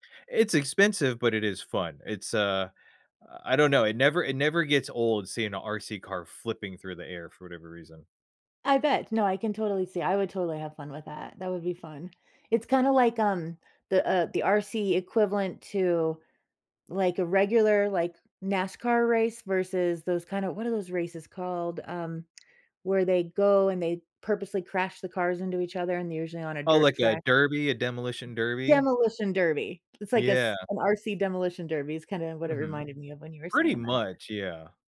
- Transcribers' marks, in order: other background noise
- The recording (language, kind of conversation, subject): English, unstructured, What keeps me laughing instead of quitting when a hobby goes wrong?